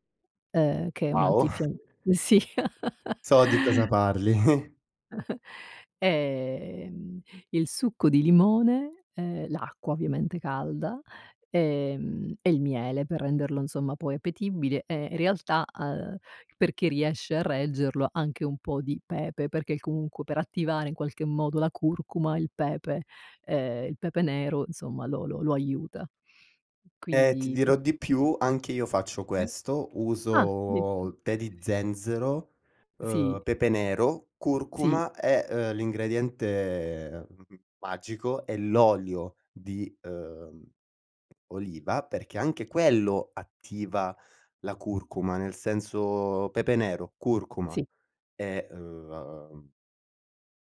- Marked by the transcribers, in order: giggle; chuckle; giggle; chuckle; unintelligible speech; tapping
- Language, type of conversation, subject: Italian, podcast, Quali alimenti pensi che aiutino la guarigione e perché?